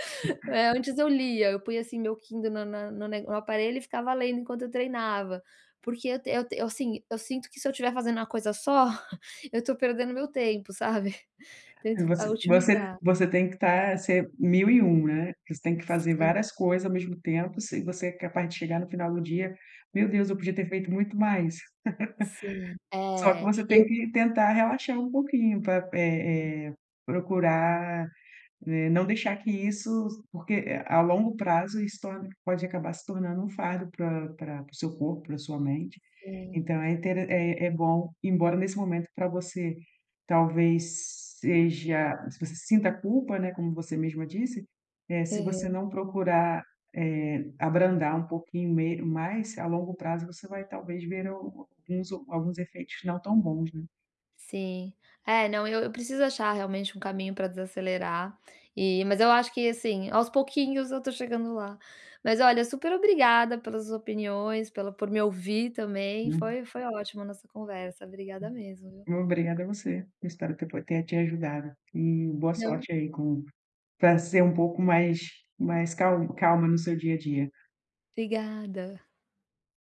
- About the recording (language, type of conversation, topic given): Portuguese, advice, Como posso relaxar melhor em casa?
- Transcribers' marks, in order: laughing while speaking: "só"; laughing while speaking: "sabe"; laugh; other background noise